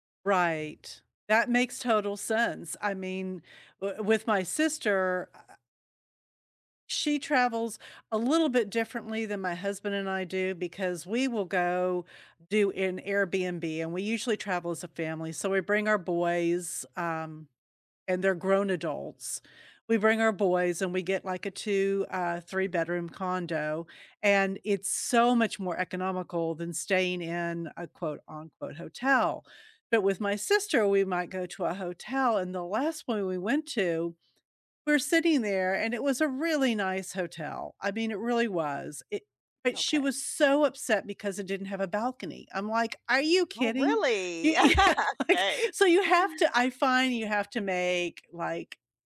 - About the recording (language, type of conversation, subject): English, unstructured, How do you convince friends to join you on trips?
- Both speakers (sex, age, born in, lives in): female, 55-59, United States, United States; female, 65-69, United States, United States
- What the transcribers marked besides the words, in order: laughing while speaking: "Y yeah, like"; laugh